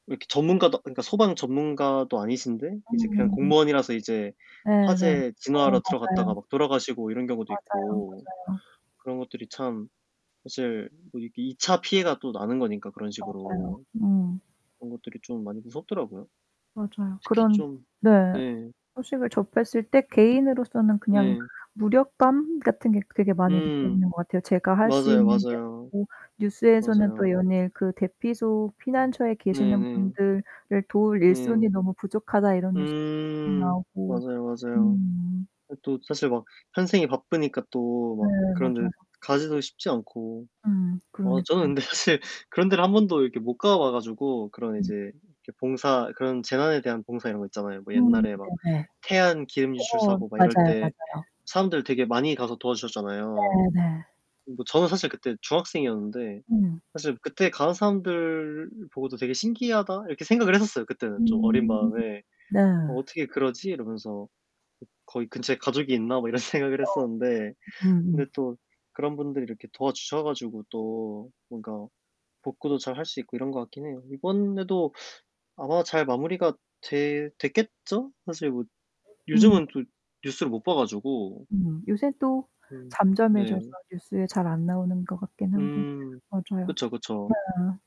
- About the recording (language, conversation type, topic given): Korean, unstructured, 산불이 발생하면 어떤 감정이 드시나요?
- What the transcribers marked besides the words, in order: tapping; laughing while speaking: "근데 사실"; laughing while speaking: "이런 생각을"